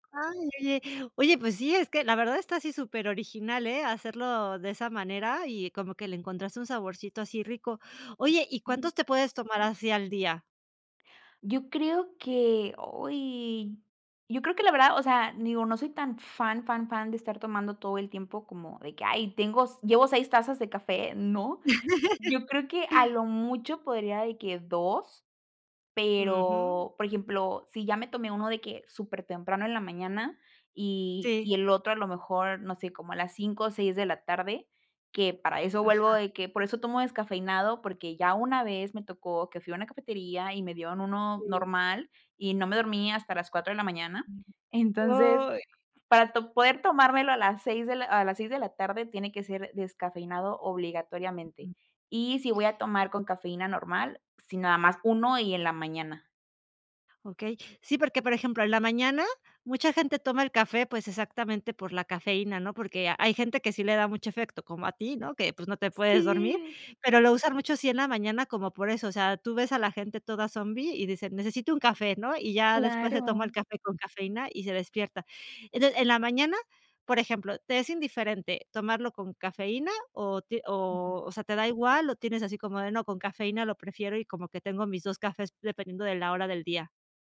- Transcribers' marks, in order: laugh; other background noise
- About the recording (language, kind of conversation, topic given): Spanish, podcast, ¿Qué papel tiene el café en tu mañana?